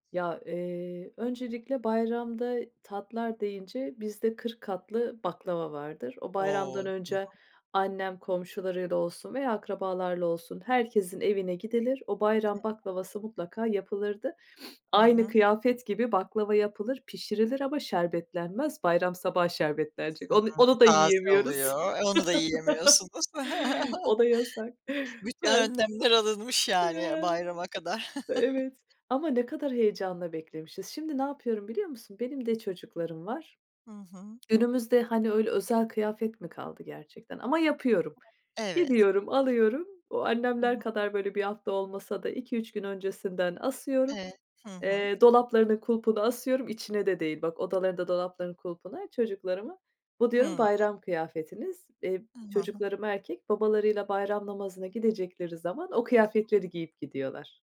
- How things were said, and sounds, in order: other background noise; sniff; chuckle; chuckle; background speech
- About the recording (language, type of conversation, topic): Turkish, podcast, Bayramlar senin için ne ifade ediyor?